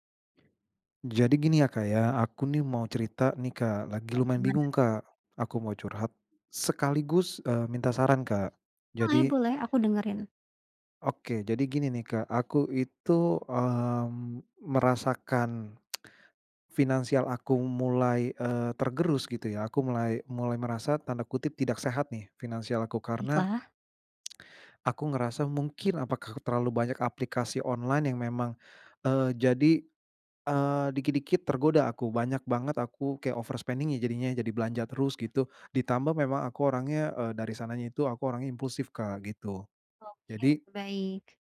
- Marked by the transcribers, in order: tsk; other background noise; in English: "overspending-nya"
- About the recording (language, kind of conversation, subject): Indonesian, advice, Bagaimana banyaknya aplikasi atau situs belanja memengaruhi kebiasaan belanja dan pengeluaran saya?